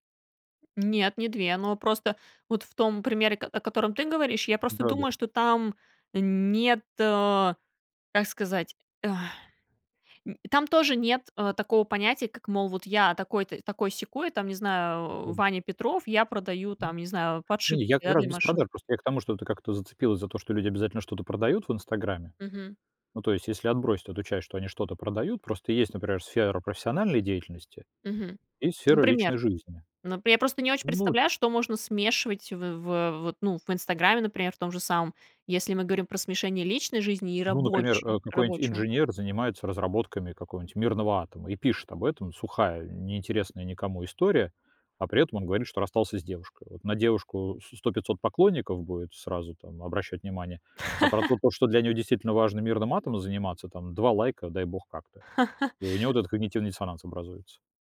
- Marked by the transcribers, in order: other background noise; exhale; laugh; chuckle
- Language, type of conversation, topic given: Russian, podcast, Какие границы ты устанавливаешь между личным и публичным?